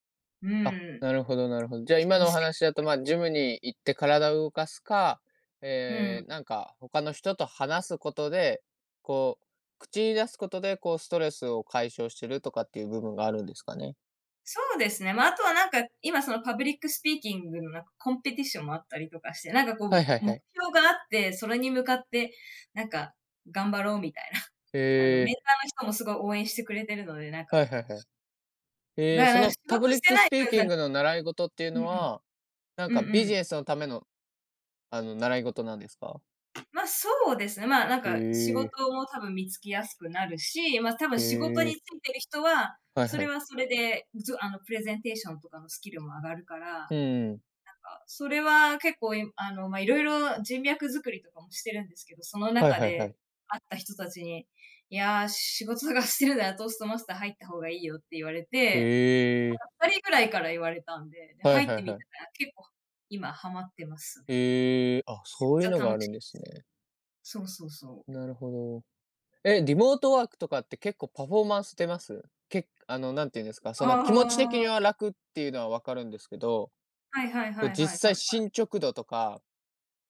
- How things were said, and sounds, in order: in English: "コンペティション"; chuckle; unintelligible speech; tapping; other noise
- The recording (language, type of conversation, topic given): Japanese, unstructured, どうやってストレスを解消していますか？